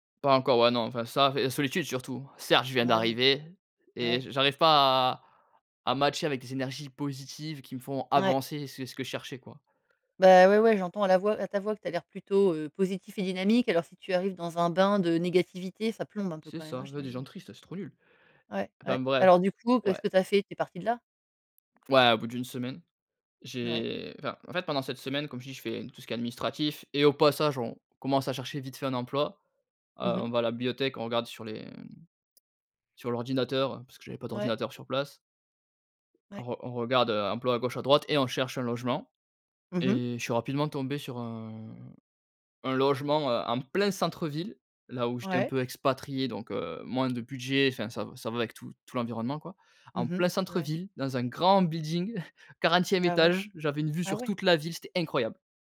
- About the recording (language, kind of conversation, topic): French, podcast, Quelle décision prise sur un coup de tête s’est révélée gagnante ?
- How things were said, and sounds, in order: tapping; drawn out: "un"; stressed: "plein"; stressed: "grand"; chuckle